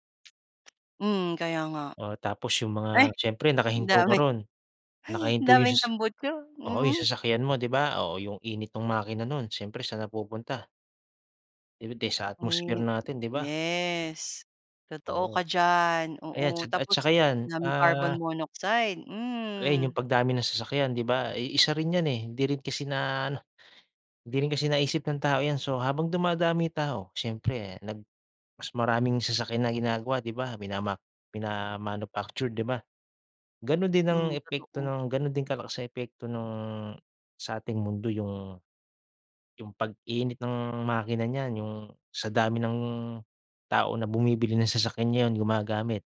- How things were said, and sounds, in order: tapping; in English: "atmosphere"; in English: "carbon monoxide"; in English: "mina-manufactured"
- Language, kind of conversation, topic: Filipino, podcast, Ano ang mga simpleng bagay na puwedeng gawin ng pamilya para makatulong sa kalikasan?